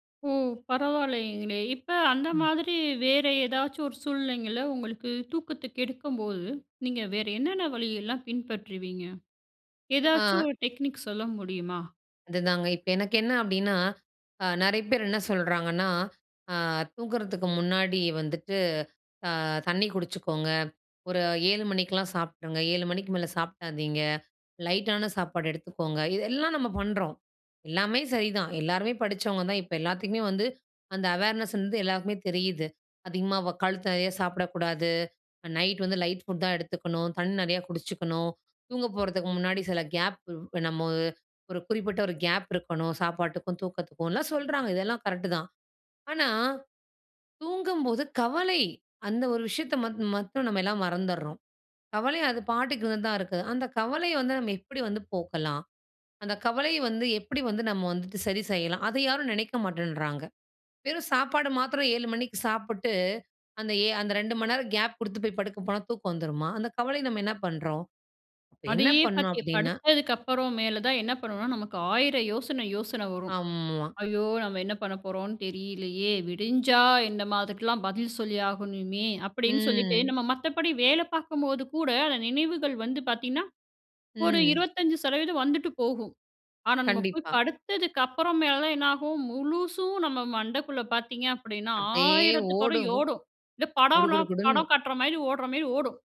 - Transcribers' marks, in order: surprised: "ஓ! பரவாயில்லைங்களே"; in English: "டெக்னிக்"; in English: "அவேர்னஸ்"; in English: "லைட் ஃபுட்"; drawn out: "ஆமா"; "நாம" said as "என்னமா"; drawn out: "ம்"
- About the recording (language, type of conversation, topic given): Tamil, podcast, கவலைகள் தூக்கத்தை கெடுக்கும் பொழுது நீங்கள் என்ன செய்கிறீர்கள்?